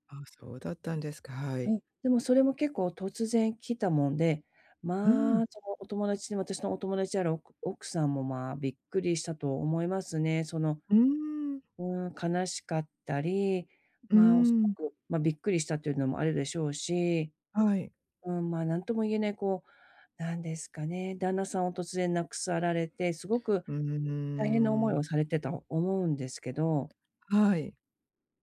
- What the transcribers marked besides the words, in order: other noise
- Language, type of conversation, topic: Japanese, advice, 日々の中で小さな喜びを見つける習慣をどうやって身につければよいですか？